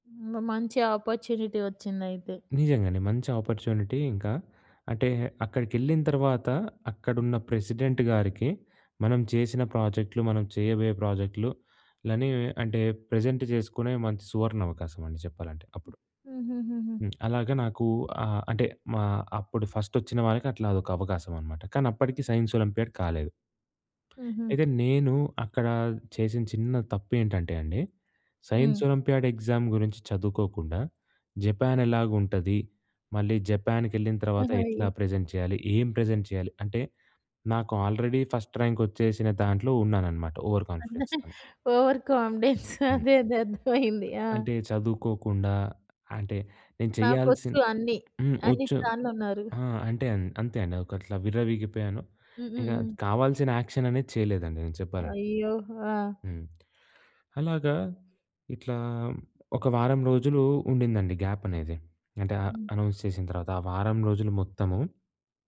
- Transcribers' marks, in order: in English: "అపార్చునిటీ"; in English: "ఆపర్చునిటీ"; in English: "ప్రెసిడెంట్"; in English: "ప్రెజెంట్"; in English: "సైన్స్ ఒలంపియాడ్"; other background noise; in English: "సైన్స్ ఒలంపియాడ్ ఎగ్జామ్"; in English: "ప్రెజెంట్"; in English: "ప్రెజెంట్"; in English: "ఆల్రెడీ ఫస్ట్"; in English: "ఓవర్ కాన్‌ఫిడె‌న్స్‌తోని"; unintelligible speech; laughing while speaking: "ఓవర్ కామిడెన్స్ అనేది అర్థమయింది"; tapping; in English: "అ అనౌన్స్"
- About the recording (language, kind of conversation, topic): Telugu, podcast, విఫలమైనప్పుడు మీరు ఏ పాఠం నేర్చుకున్నారు?